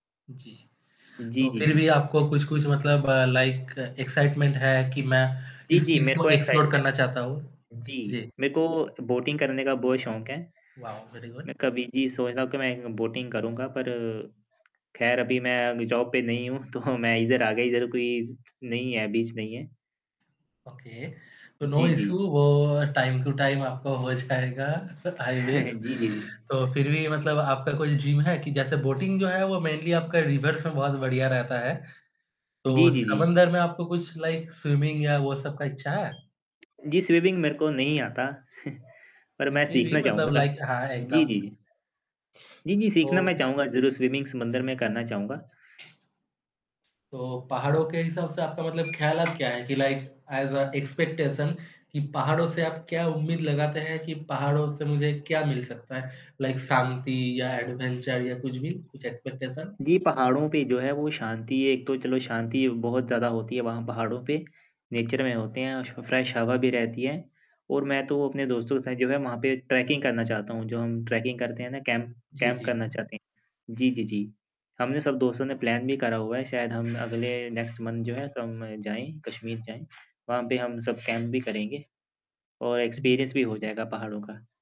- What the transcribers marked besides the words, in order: static; in English: "लाइक एक्साइटमेंट"; in English: "एक्सप्लोर"; in English: "साइड"; in English: "बोटिंग"; in English: "वाओ! वेरी गुड"; in English: "बोटिंग"; in English: "जॉब"; chuckle; in English: "बीच"; in English: "ओके"; in English: "नो इश्यू"; in English: "टाइम टू टाइम"; laughing while speaking: "जाएगा"; in English: "आई विश"; chuckle; in English: "ड्रीम"; in English: "बोटिंग"; in English: "मेनली"; in English: "रिवर्स"; in English: "लाइक स्विमिंग"; other background noise; in English: "स्विमिंग"; chuckle; distorted speech; in English: "लाइक"; in English: "स्विमिंग"; in English: "लाइक ऐज़"; in English: "एक्सपेक्टेशन"; in English: "लाइक"; in English: "एडवेंचर"; in English: "एक्सपेक्टेशन्स?"; in English: "नेचर"; in English: "सो फ्रेश"; in English: "ट्रैकिंग"; in English: "ट्रैकिंग"; in English: "प्लान"; in English: "नेक्स्ट मन्थ"; in English: "एक्सपीरियंस"
- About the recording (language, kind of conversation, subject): Hindi, unstructured, क्या आप समुद्र तट पर जाना पसंद करते हैं या पहाड़ों में घूमना?
- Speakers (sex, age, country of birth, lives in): male, 20-24, India, India; male, 25-29, India, India